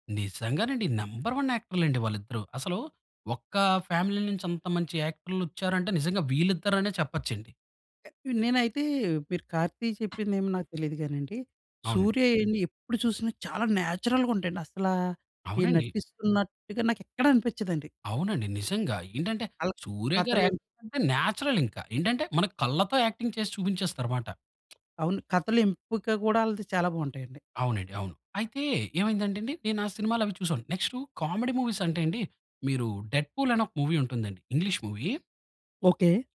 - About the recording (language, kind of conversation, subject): Telugu, podcast, సినిమా హాల్‌కు వెళ్లిన అనుభవం మిమ్మల్ని ఎలా మార్చింది?
- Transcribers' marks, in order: in English: "నెంబర్ వన్"; in English: "ఫ్యామిలీ"; other noise; tapping; in English: "నేచురల్‌గా"; in English: "యాక్టింగ్"; in English: "న్యాచురల్"; in English: "యాక్టింగ్"; in English: "కామెడీ మూవీస్"; in English: "మూవీ"; in English: "మూవీ"; other background noise